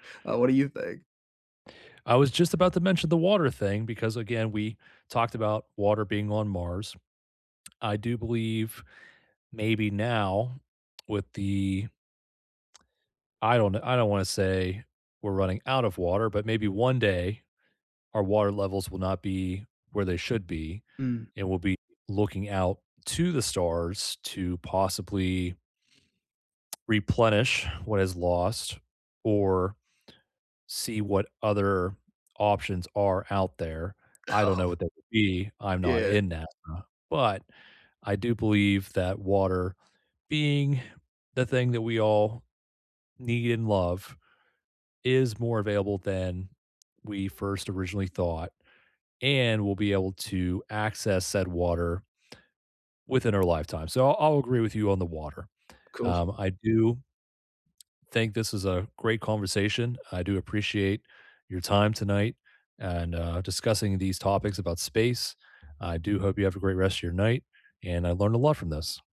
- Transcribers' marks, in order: tapping; laugh
- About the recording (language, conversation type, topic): English, unstructured, What do you find most interesting about space?
- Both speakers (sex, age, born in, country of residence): male, 30-34, United States, United States; male, 30-34, United States, United States